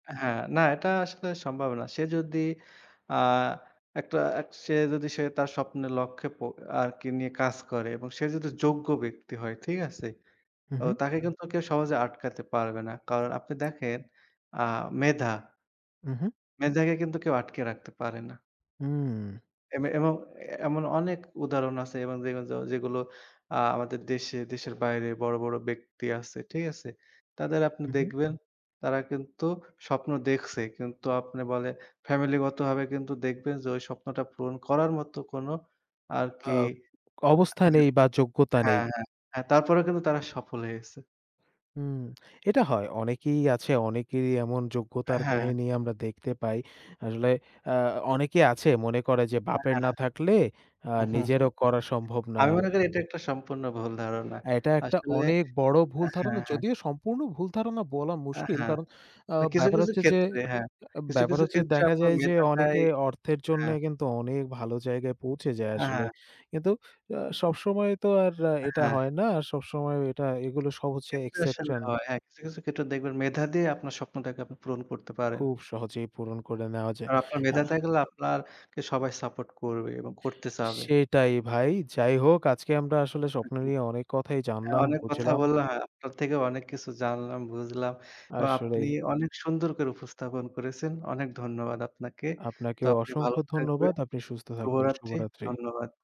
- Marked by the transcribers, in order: drawn out: "হুম"; other noise; in English: "exception"; tongue click; in English: "support"; other background noise
- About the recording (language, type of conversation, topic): Bengali, unstructured, তুমি কি মনে করো, স্বপ্ন দেখতে সবার সমান সুযোগ থাকে না?
- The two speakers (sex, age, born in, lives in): male, 20-24, Bangladesh, Bangladesh; male, 25-29, Bangladesh, Bangladesh